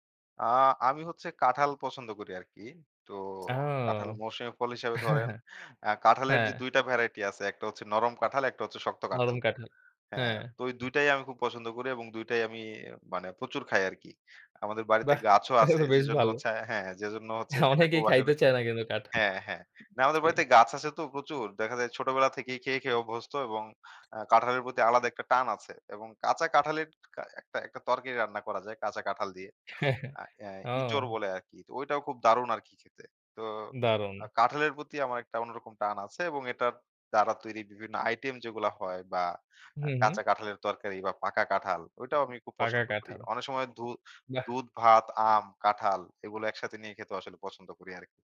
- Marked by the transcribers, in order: chuckle; laughing while speaking: "অনেকেই খাইতে চায় না কিন্তু কাঠল"; chuckle
- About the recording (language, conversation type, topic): Bengali, podcast, স্থানীয় মরসুমি খাবার কীভাবে সরল জীবনযাপনে সাহায্য করে?